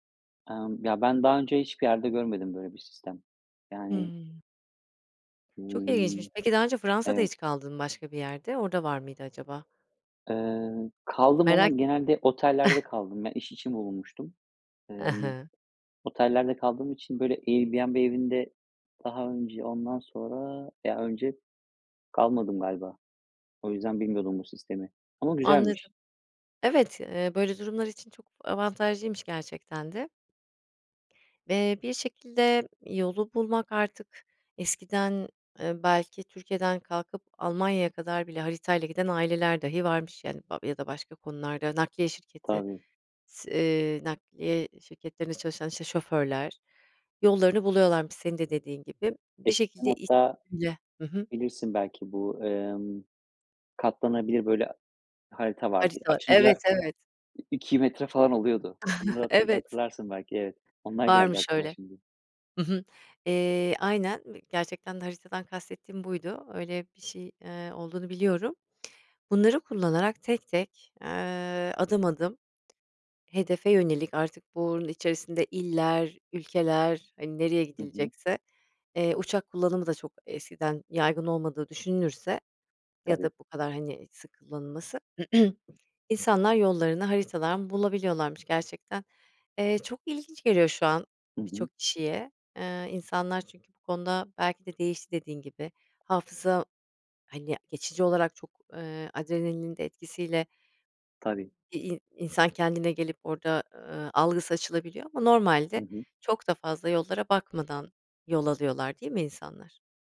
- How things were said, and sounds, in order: other background noise; chuckle; unintelligible speech; chuckle; other noise; tapping; throat clearing
- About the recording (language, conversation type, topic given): Turkish, podcast, Telefonunun şarjı bittiğinde yolunu nasıl buldun?